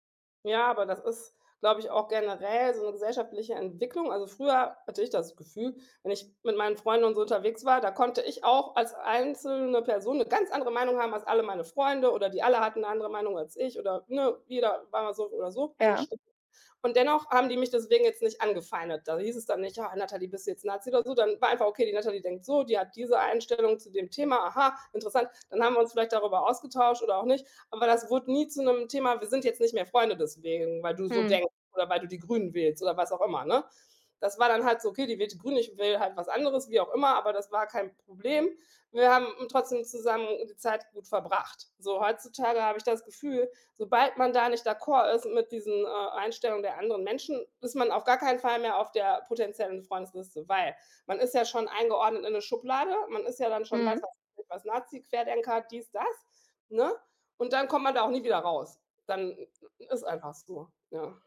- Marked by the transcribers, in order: put-on voice: "Ah"
- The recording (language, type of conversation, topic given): German, unstructured, Wie verändern soziale Medien unsere Gemeinschaft?